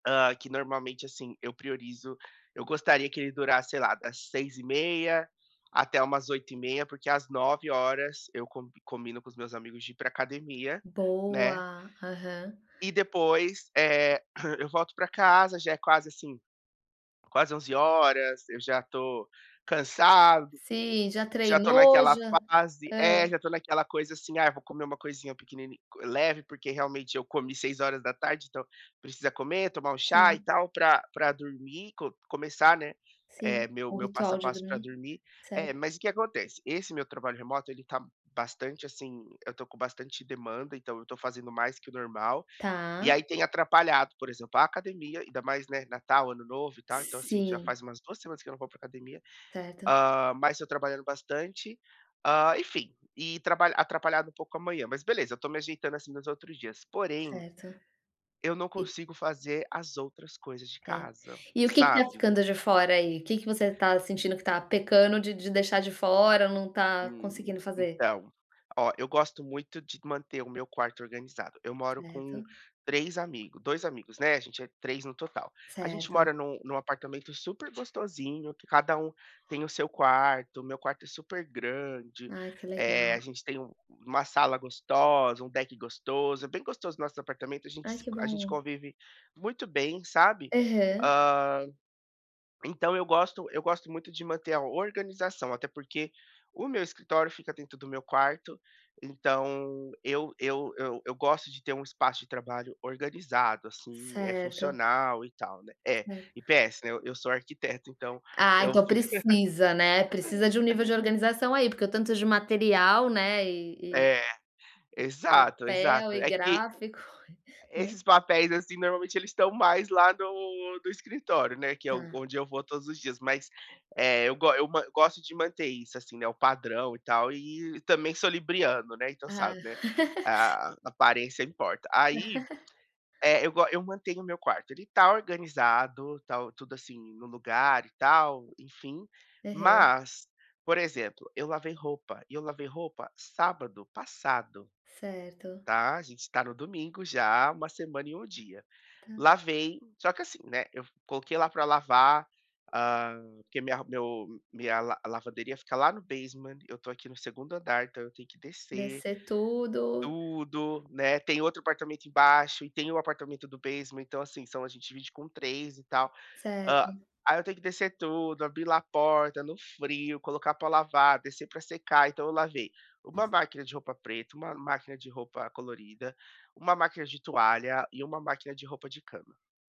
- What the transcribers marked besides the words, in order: throat clearing; tapping; in English: "deck"; laugh; chuckle; laugh; in English: "basement"; in English: "basement"; other background noise
- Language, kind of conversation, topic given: Portuguese, advice, Como posso começar um projeto quando a procrastinação e a falta de motivação me paralisam?
- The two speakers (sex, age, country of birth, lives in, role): female, 40-44, Brazil, United States, advisor; male, 30-34, Brazil, United States, user